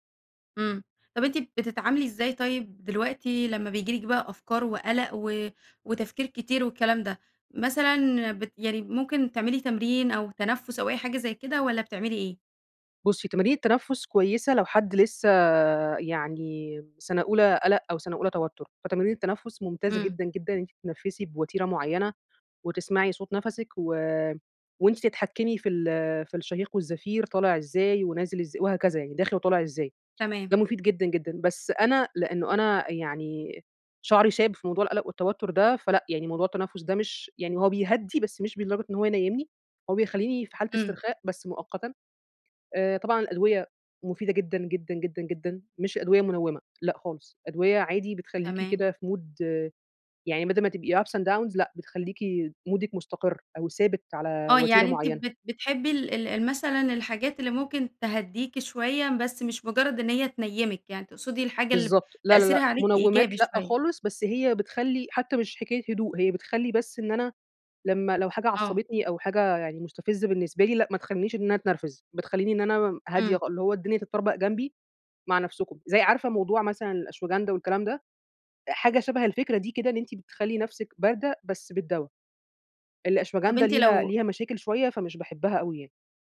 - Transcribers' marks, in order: in English: "mood"; in English: "ups and downs"; in English: "مودِك"
- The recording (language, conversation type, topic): Arabic, podcast, إيه طقوسك بالليل قبل النوم عشان تنام كويس؟